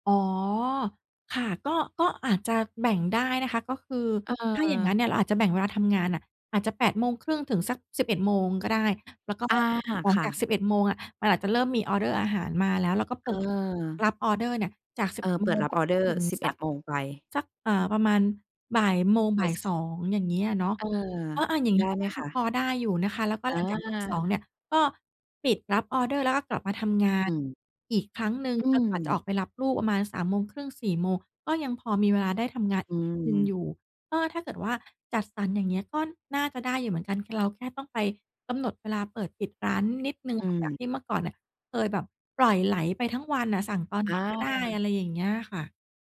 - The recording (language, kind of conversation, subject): Thai, advice, คุณไม่มีตารางประจำวันเลยใช่ไหม?
- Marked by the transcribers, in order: other background noise